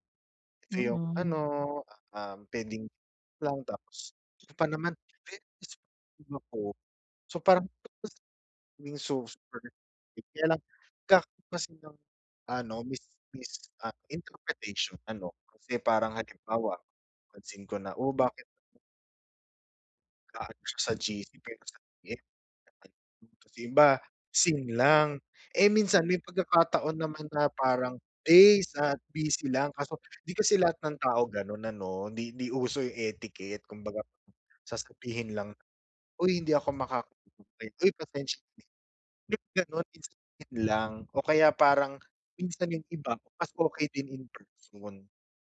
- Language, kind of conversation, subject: Filipino, advice, Paano ko mapoprotektahan ang personal kong oras mula sa iba?
- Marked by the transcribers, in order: unintelligible speech; other background noise; unintelligible speech; unintelligible speech; unintelligible speech; unintelligible speech; unintelligible speech